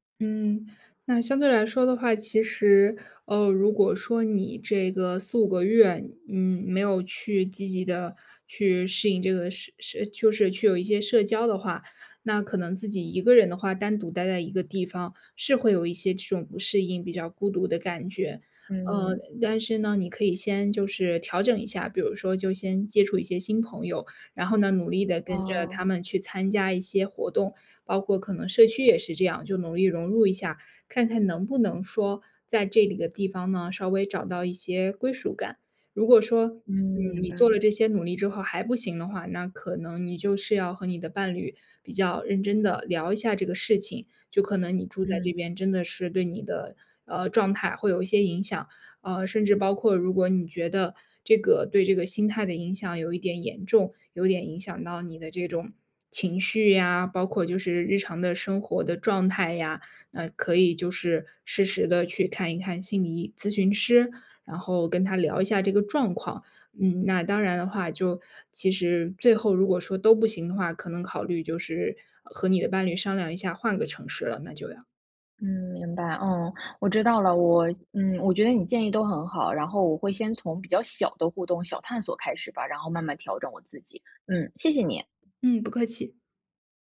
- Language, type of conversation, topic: Chinese, advice, 搬到新城市后，我感到孤独和不安，该怎么办？
- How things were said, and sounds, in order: other background noise; "几" said as "里"